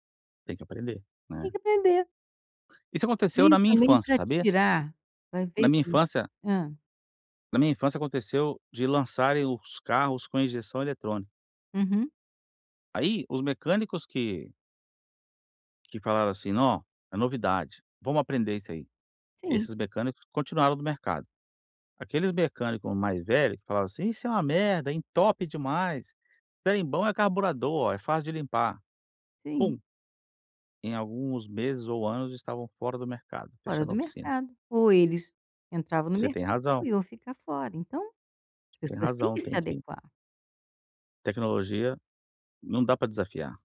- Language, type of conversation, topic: Portuguese, advice, Como posso acompanhar meu progresso sem perder a motivação?
- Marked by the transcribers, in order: none